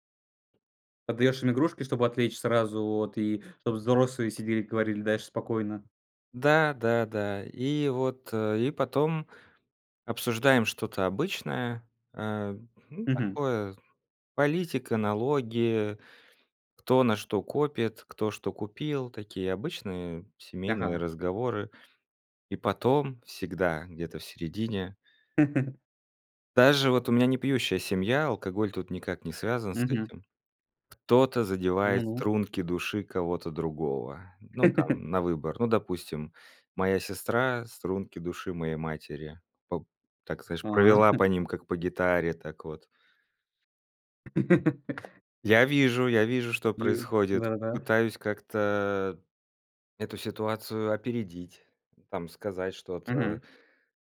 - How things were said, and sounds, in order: chuckle; chuckle; chuckle; chuckle; tapping
- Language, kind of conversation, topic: Russian, podcast, Как обычно проходят разговоры за большим семейным столом у вас?